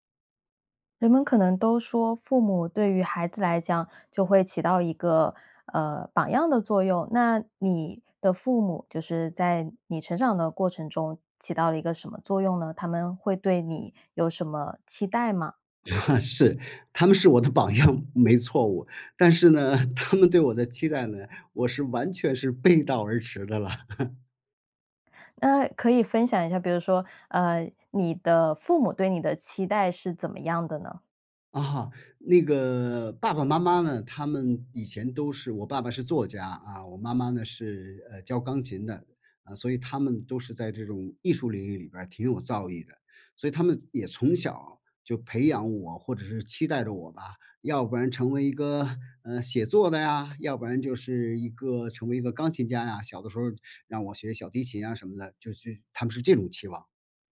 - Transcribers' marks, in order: chuckle; laughing while speaking: "我的榜样"; laughing while speaking: "呢"; laughing while speaking: "背道而驰的了"; chuckle; other background noise
- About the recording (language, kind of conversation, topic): Chinese, podcast, 父母的期待在你成长中起了什么作用？